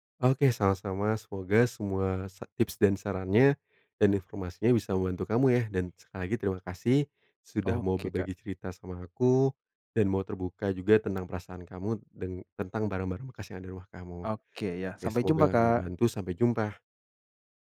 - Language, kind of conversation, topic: Indonesian, advice, Mengapa saya merasa emosional saat menjual barang bekas dan terus menundanya?
- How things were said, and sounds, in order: none